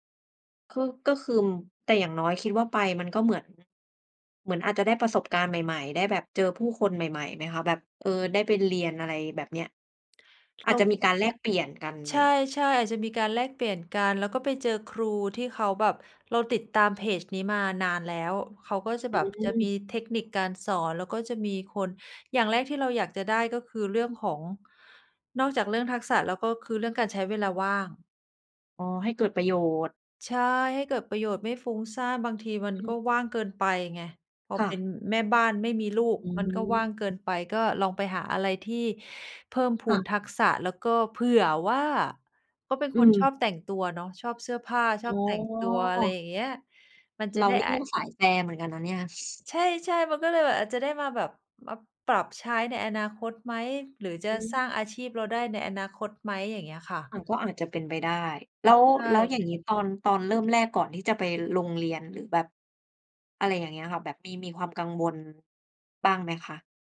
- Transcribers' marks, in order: "ก็คือ" said as "ก็คึม"; other background noise; stressed: "เผื่อว่า"; chuckle
- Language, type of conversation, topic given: Thai, unstructured, คุณเริ่มต้นฝึกทักษะใหม่ ๆ อย่างไรเมื่อไม่มีประสบการณ์?